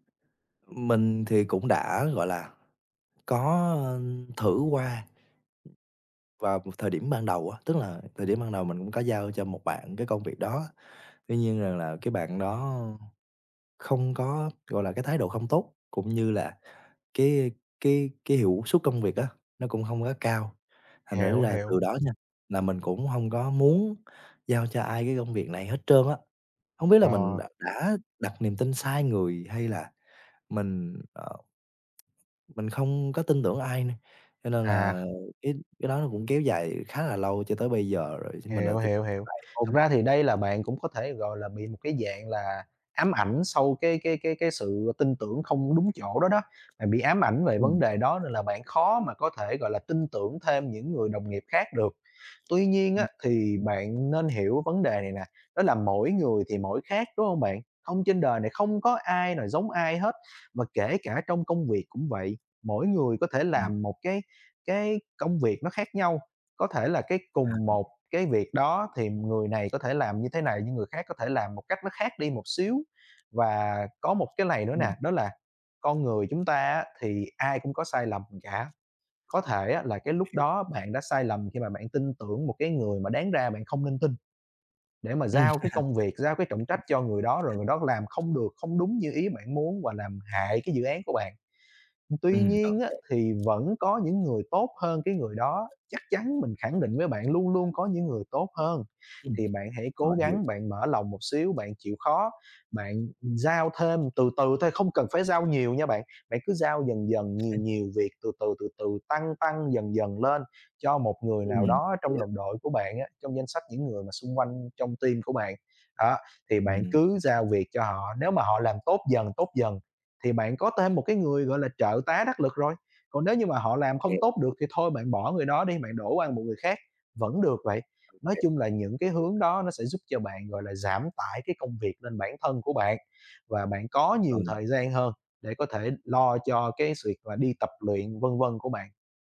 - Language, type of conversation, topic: Vietnamese, advice, Làm sao duy trì tập luyện đều đặn khi lịch làm việc quá bận?
- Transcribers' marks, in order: tapping; other background noise; unintelligible speech; "này" said as "lày"; chuckle; in English: "team"